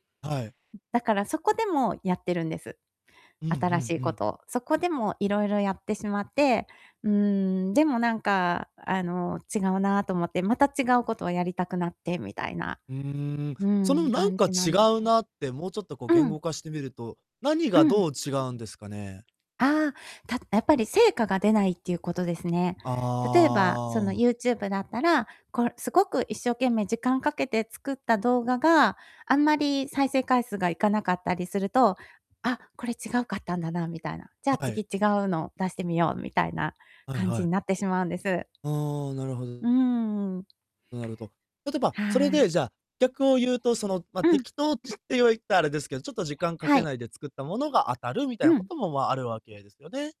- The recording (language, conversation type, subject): Japanese, advice, 小さな失敗ですぐ諦めてしまうのですが、どうすれば続けられますか？
- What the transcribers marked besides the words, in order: distorted speech; other background noise